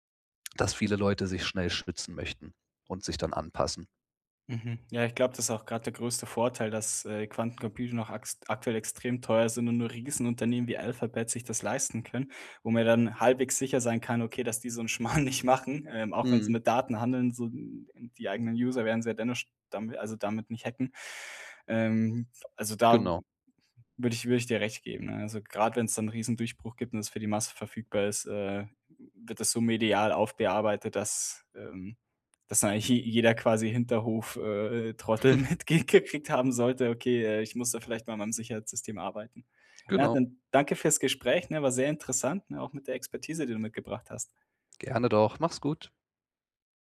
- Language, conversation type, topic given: German, podcast, Wie schützt du deine privaten Daten online?
- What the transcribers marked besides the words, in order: laughing while speaking: "Schmarrn"; laughing while speaking: "Trottel mitge gekriegt"; chuckle